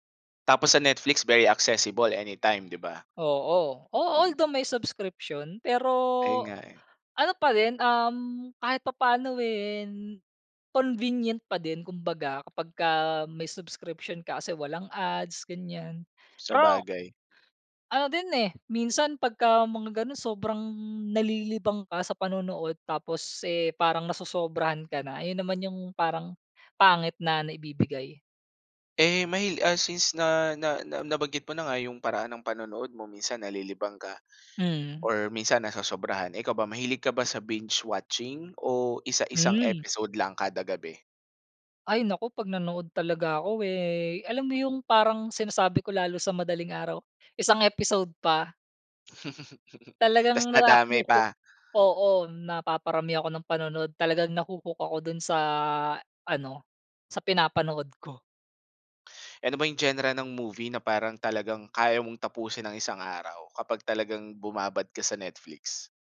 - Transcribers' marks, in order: in English: "convenient"; tapping; in English: "binge watching"; chuckle; in English: "ho-hook"; in English: "ho-hook"
- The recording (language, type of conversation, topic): Filipino, podcast, Paano nagbago ang panonood mo ng telebisyon dahil sa mga serbisyong panonood sa internet?